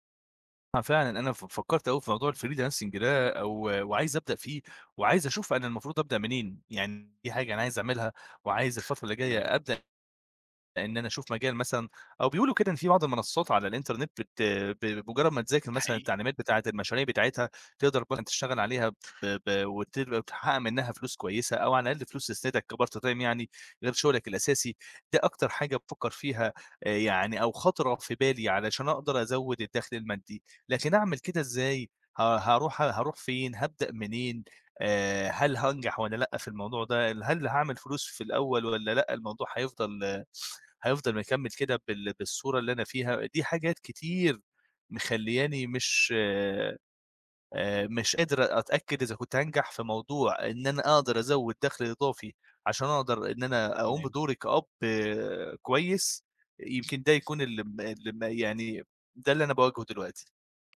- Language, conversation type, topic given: Arabic, advice, إزاي كانت تجربتك أول مرة تبقى أب/أم؟
- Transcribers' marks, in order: in English: "الfreelancing"; other background noise; tapping; in English: "كpart time"; sniff